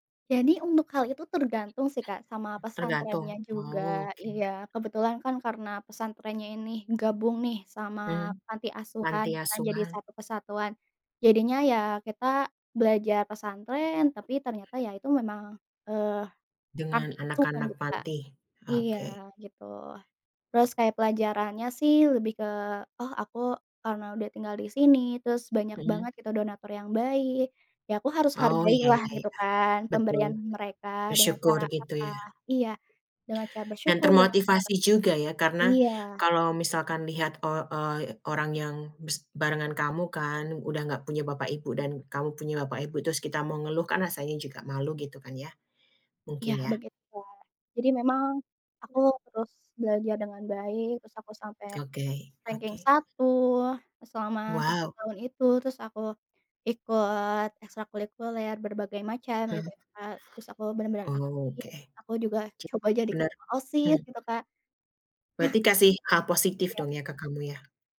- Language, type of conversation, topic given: Indonesian, podcast, Bisakah kamu ceritakan perjalanan yang memberimu pelajaran hidup paling penting?
- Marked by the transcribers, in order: other background noise; other noise; tapping; unintelligible speech; "ekstrakurikuler" said as "ekstrakulikuler"